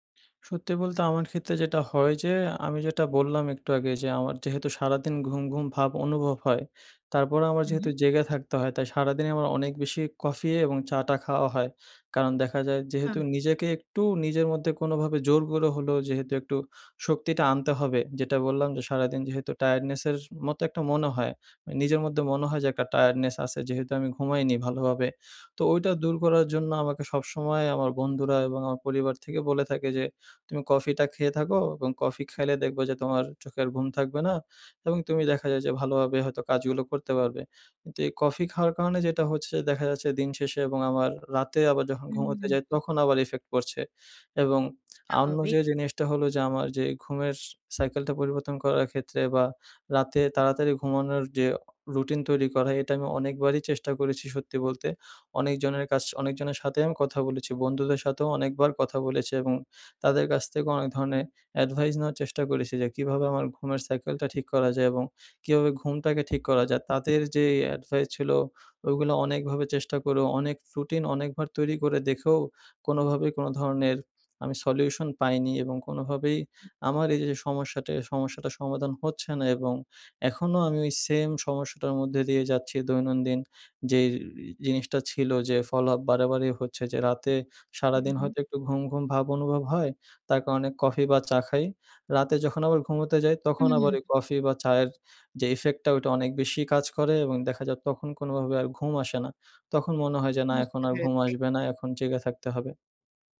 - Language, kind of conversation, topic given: Bengali, advice, আপনার ঘুম কি বিঘ্নিত হচ্ছে এবং পুনরুদ্ধারের ক্ষমতা কি কমে যাচ্ছে?
- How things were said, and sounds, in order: in English: "টায়ার্ডনেসের"; in English: "টায়ার্ডনেস"; in English: "effect"; "অন্য" said as "আন্নু"; tapping; in English: "advice"; in English: "advice"; in English: "follow-up"; in English: "effect"